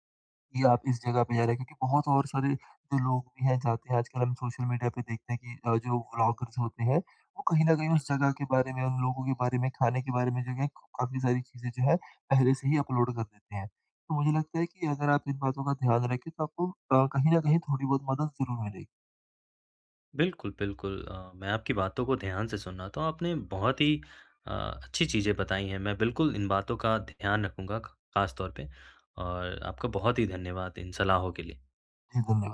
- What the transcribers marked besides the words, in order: in English: "ब्लॉगर्स"; in English: "अपलोड"
- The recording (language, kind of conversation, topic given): Hindi, advice, यात्रा से पहले तनाव कैसे कम करें और मानसिक रूप से कैसे तैयार रहें?